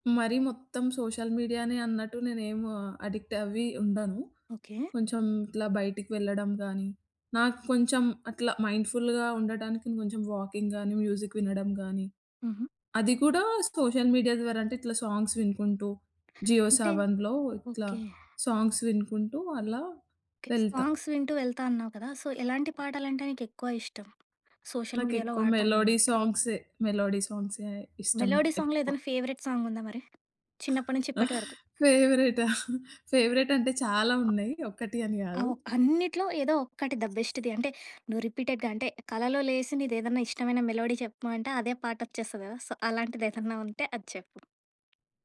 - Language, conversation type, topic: Telugu, podcast, సోషియల్ మీడియా వాడుతున్నప్పుడు మరింత జాగ్రత్తగా, అవగాహనతో ఎలా ఉండాలి?
- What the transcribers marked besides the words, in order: in English: "సోషల్"; in English: "అడిక్ట్"; in English: "మైండ్‌ఫుల్‌గా"; in English: "వాకింగ్"; in English: "మ్యూజిక్"; in English: "సోషల్ మీడియా"; in English: "సాంగ్స్"; tapping; in English: "జియో సావన్‌లో"; in English: "సాంగ్స్"; in English: "సాంగ్స్"; in English: "సో"; other background noise; in English: "సోషల్ మీడియాలో"; in English: "మెలోడీ"; in English: "మెలోడీ"; in English: "మెలోడీ సాంగ్‌లో"; in English: "ఫేవరెట్"; chuckle; in English: "ఫేవరెట్"; in English: "ద బెస్ట్‌ది"; in English: "రిపీటెడ్‌గా"; in English: "మెలోడీ"; in English: "సో"